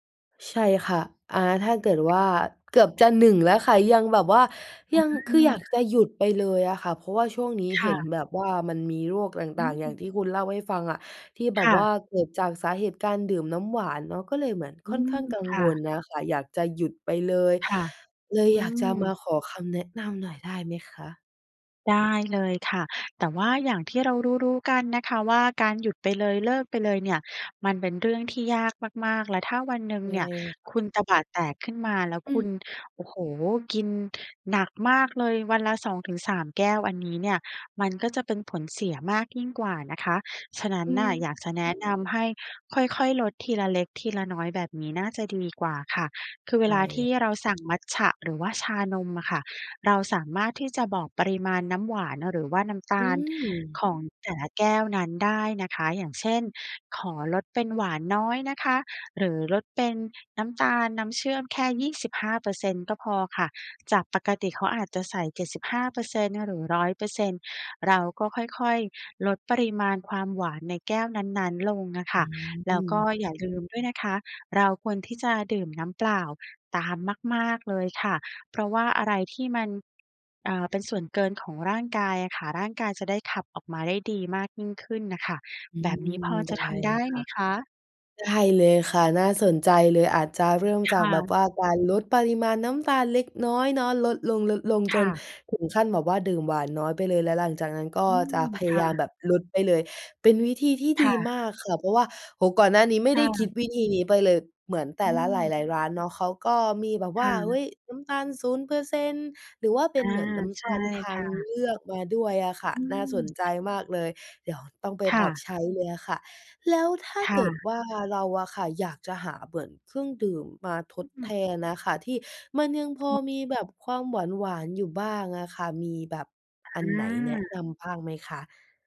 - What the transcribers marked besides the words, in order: other background noise; tapping
- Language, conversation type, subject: Thai, advice, คุณดื่มเครื่องดื่มหวานหรือเครื่องดื่มแอลกอฮอล์บ่อยและอยากลด แต่ทำไมถึงลดได้ยาก?